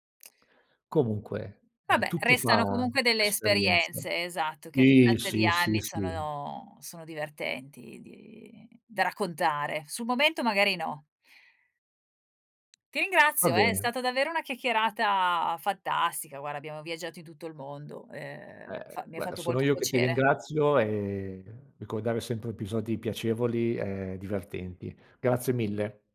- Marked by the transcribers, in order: drawn out: "di"; tapping
- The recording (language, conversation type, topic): Italian, podcast, Puoi raccontarmi di un incontro casuale che ti ha fatto ridere?